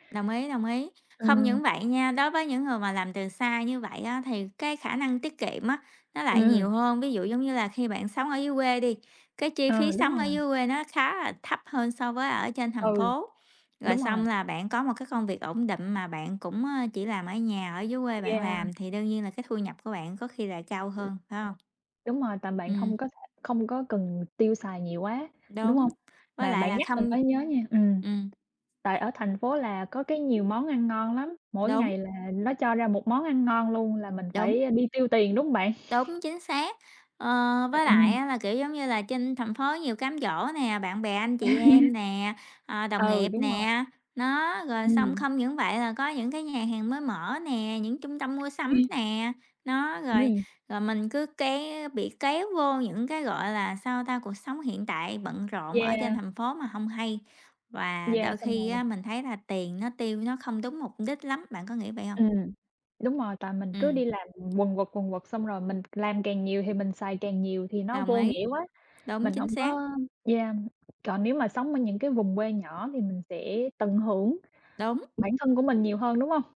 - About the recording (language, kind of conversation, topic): Vietnamese, unstructured, Bạn thích sống ở thành phố lớn hay ở thị trấn nhỏ hơn?
- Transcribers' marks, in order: other background noise; tapping; laugh